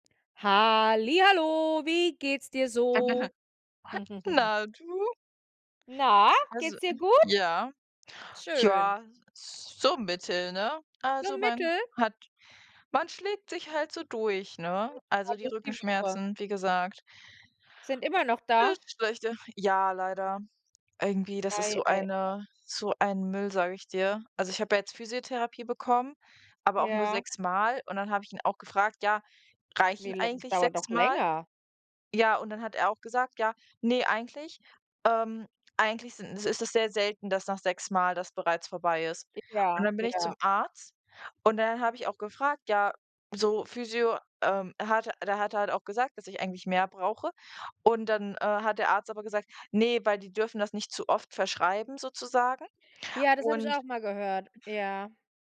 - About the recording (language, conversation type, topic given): German, unstructured, Findest du, dass das Schulsystem dich ausreichend auf das Leben vorbereitet?
- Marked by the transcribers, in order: drawn out: "Halli hallo"; chuckle; giggle; unintelligible speech